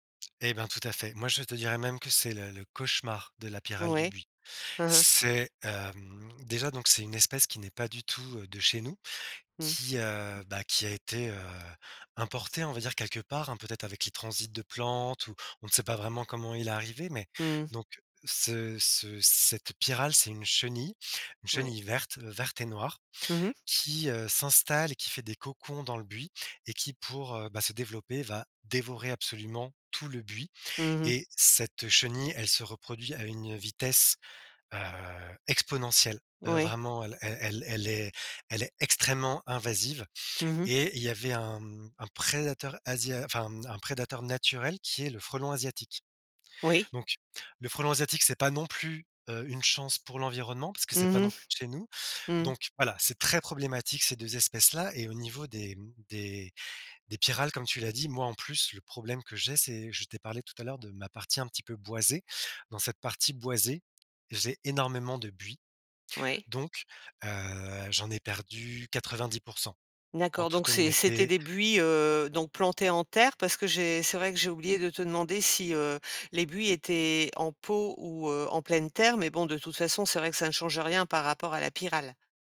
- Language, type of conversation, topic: French, podcast, Comment un jardin t’a-t-il appris à prendre soin des autres et de toi-même ?
- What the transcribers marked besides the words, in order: stressed: "très"